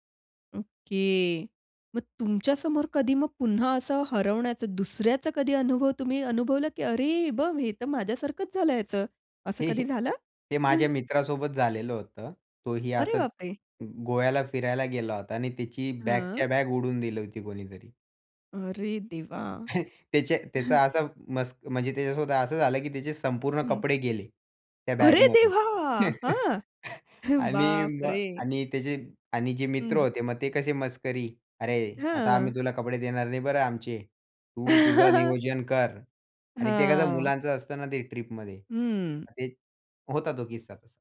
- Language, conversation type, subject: Marathi, podcast, प्रवासात तुमचं सामान कधी हरवलं आहे का, आणि मग तुम्ही काय केलं?
- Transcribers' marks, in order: drawn out: "ओके"; put-on voice: "अरे हे बघ! हे तर माझ्यासारखंच झाल ह्याच"; tapping; surprised: "अरे बापरे!"; surprised: "अरे देवा!"; chuckle; surprised: "अरे देवा!"; chuckle; surprised: "बापरे!"; chuckle